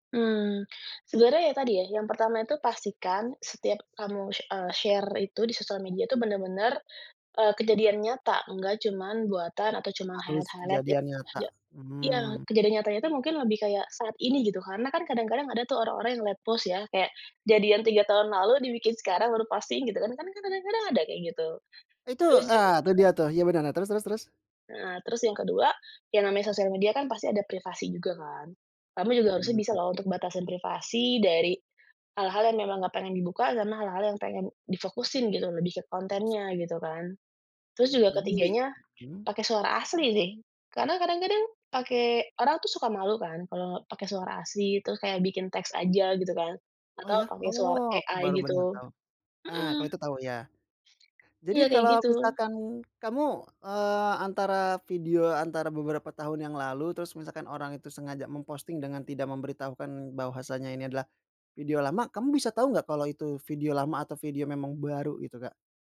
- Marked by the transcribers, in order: in English: "share"; in English: "highlight-highlight"; tapping; in English: "late post"; in English: "AI"; other background noise; stressed: "baru"
- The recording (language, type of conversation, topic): Indonesian, podcast, Apa tipsmu supaya akun media sosial terasa otentik?